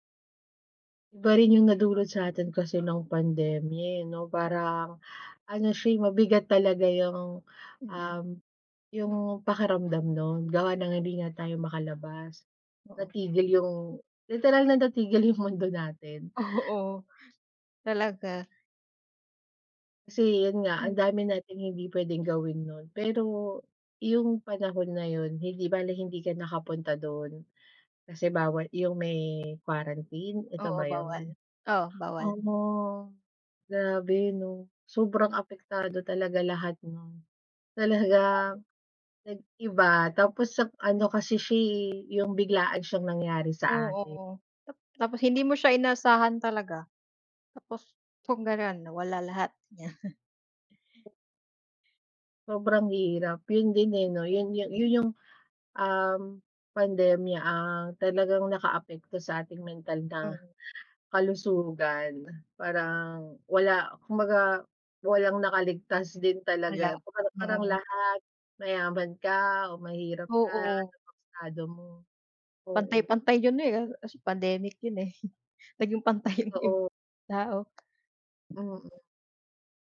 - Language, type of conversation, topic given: Filipino, unstructured, Ano ang huling bagay na nagpangiti sa’yo ngayong linggo?
- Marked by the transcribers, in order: other background noise; laughing while speaking: "yung mundo natin"; laughing while speaking: "Oo"; tapping; laughing while speaking: "Talagang"; laughing while speaking: "niya"; unintelligible speech; scoff; laughing while speaking: "naging pantay yung ib tao"